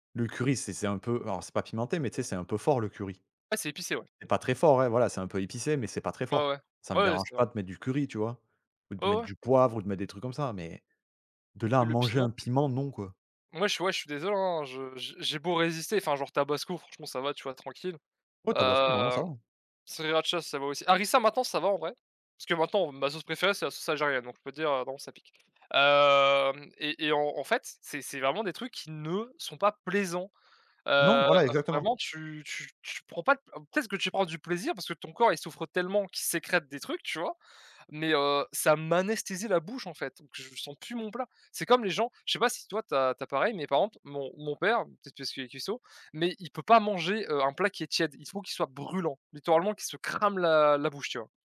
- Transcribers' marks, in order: stressed: "ne"; tapping; stressed: "m'anesthésie"; other background noise
- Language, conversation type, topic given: French, unstructured, As-tu déjà goûté un plat très épicé, et comment était-ce ?
- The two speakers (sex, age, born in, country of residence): male, 20-24, France, France; male, 35-39, France, France